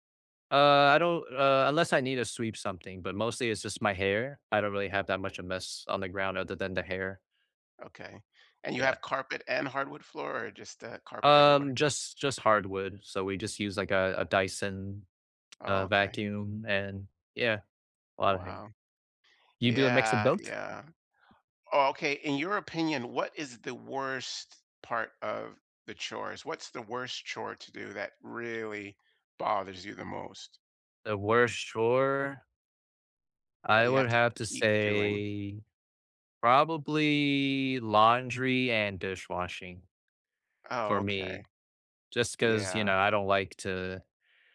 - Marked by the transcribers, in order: drawn out: "say, probably"
- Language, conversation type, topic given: English, unstructured, Why do chores often feel so frustrating?